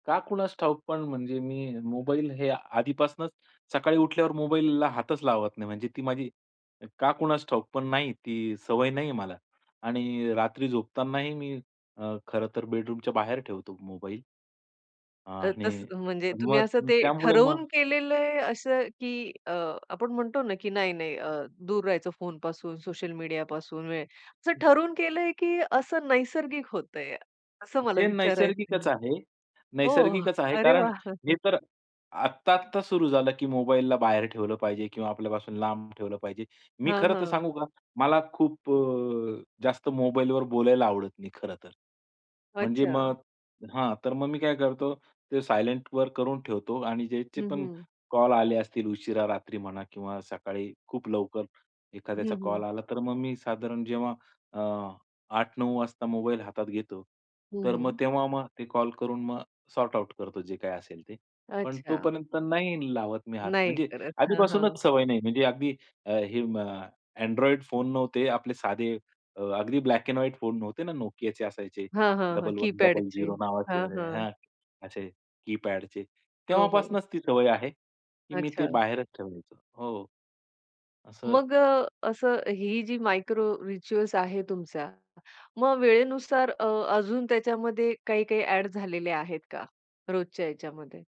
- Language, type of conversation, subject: Marathi, podcast, तुमच्या घरात रोज केल्या जाणाऱ्या छोट्या-छोट्या दिनचर्या कोणत्या आहेत?
- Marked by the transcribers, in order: in English: "बेडरूमच्या"; other noise; chuckle; tapping; in English: "सायलेंटवर"; in English: "सॉर्ट आउट"; in English: "की-पॅडचे"; in English: "की-पॅडचे"; in English: "मायक्रो रिच्युअल्स"